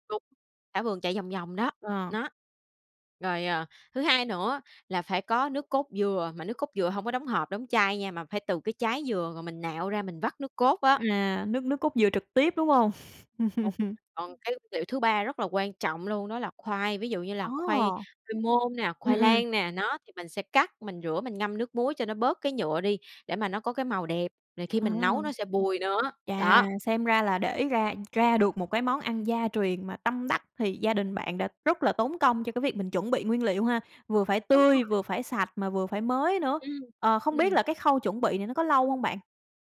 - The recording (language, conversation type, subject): Vietnamese, podcast, Bạn nhớ món ăn gia truyền nào nhất không?
- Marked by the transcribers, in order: unintelligible speech; laugh; other background noise; tapping